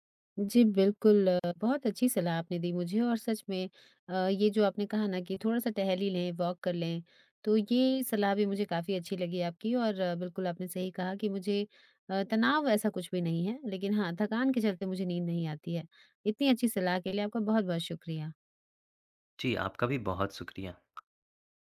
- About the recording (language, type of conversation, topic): Hindi, advice, दिन में बहुत ज़्यादा झपकी आने और रात में नींद न आने की समस्या क्यों होती है?
- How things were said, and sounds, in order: in English: "वॉक"; tapping